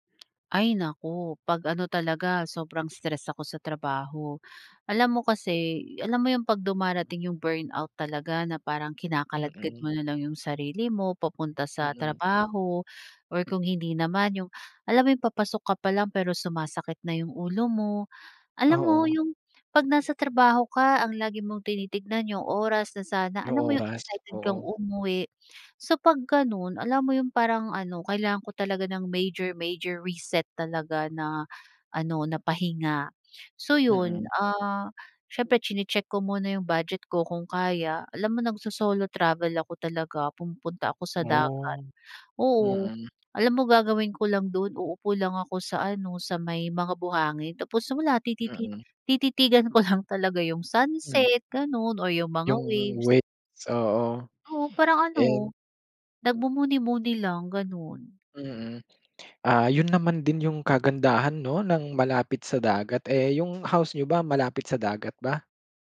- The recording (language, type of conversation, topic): Filipino, podcast, Anong simpleng nakagawian ang may pinakamalaking epekto sa iyo?
- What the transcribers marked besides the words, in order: other background noise